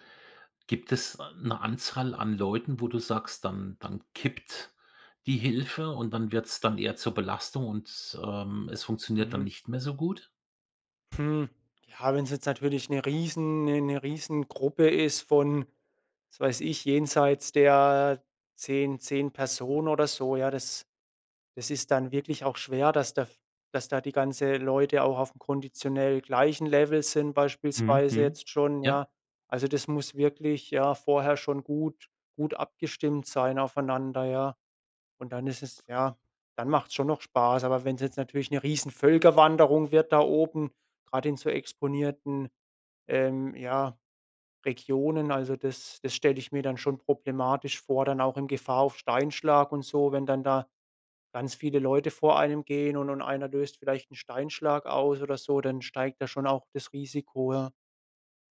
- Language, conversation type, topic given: German, podcast, Erzählst du mir von deinem schönsten Naturerlebnis?
- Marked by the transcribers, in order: none